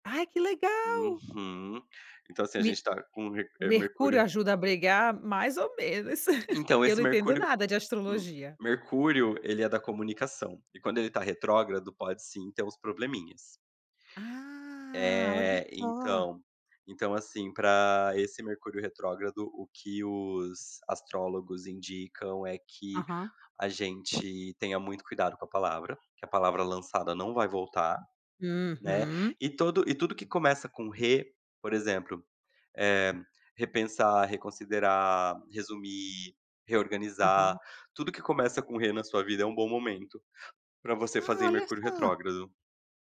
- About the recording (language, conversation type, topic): Portuguese, podcast, Como você evita que uma conversa vire briga?
- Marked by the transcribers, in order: chuckle; surprised: "Ah, olha só!"